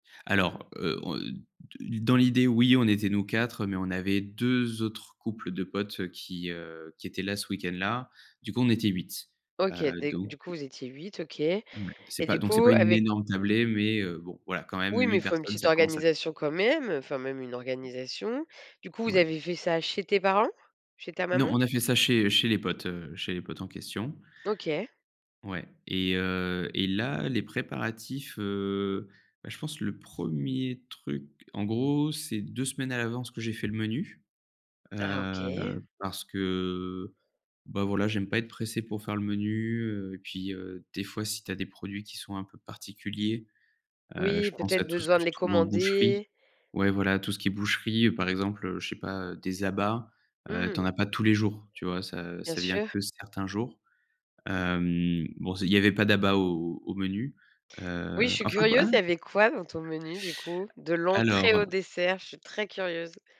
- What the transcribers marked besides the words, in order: other background noise; tapping; stressed: "énorme"; drawn out: "Heu"
- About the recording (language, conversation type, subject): French, podcast, Quelles sont tes meilleures astuces pour bien gérer la cuisine le jour d’un grand repas ?